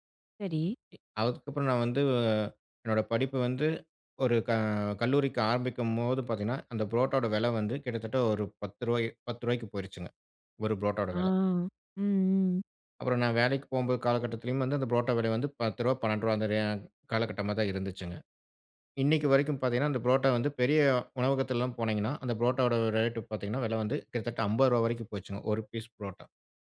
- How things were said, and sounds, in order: drawn out: "வந்து"; drawn out: "ஆ"
- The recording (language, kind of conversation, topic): Tamil, podcast, மாற்றம் நடந்த காலத்தில் உங்கள் பணவரவு-செலவுகளை எப்படிச் சரிபார்த்து திட்டமிட்டீர்கள்?